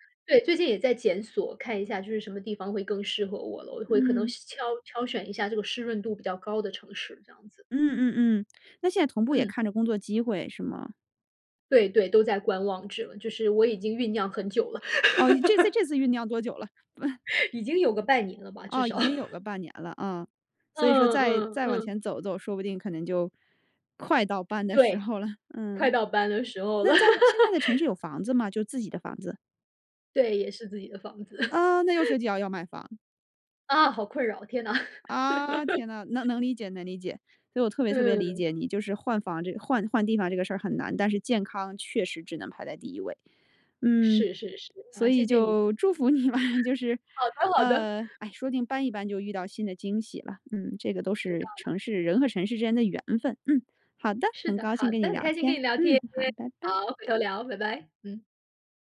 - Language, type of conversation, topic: Chinese, podcast, 你是如何决定要不要换个城市生活的？
- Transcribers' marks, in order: laugh; chuckle; laugh; other background noise; laugh; laughing while speaking: "时候了"; laugh; laugh; laugh; laughing while speaking: "你吧，就是"; laughing while speaking: "好的 好的"; unintelligible speech